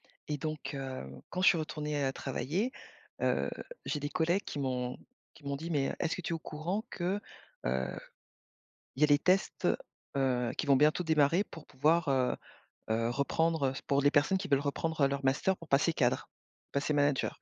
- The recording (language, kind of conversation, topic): French, podcast, Quel défi a révélé une force insoupçonnée en toi ?
- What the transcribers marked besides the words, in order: none